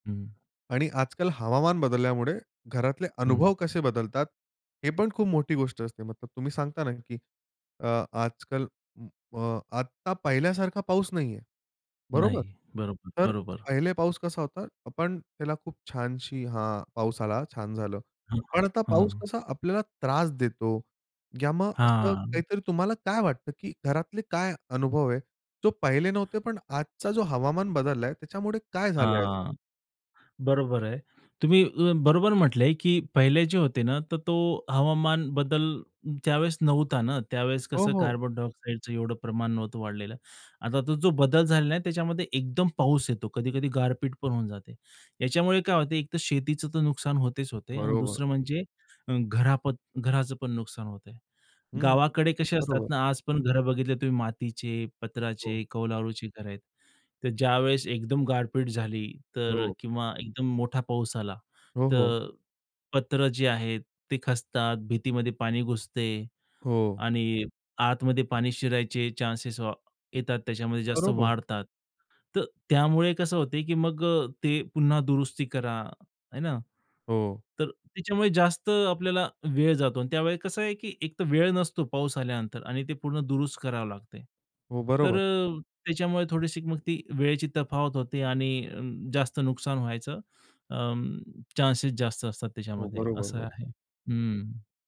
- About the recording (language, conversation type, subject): Marathi, podcast, पाऊस सुरु झाला की घरातील वातावरण आणि दैनंदिन जीवनाचा अनुभव कसा बदलतो?
- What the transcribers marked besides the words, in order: other background noise; in English: "चान्सेस"; in English: "चान्सेस"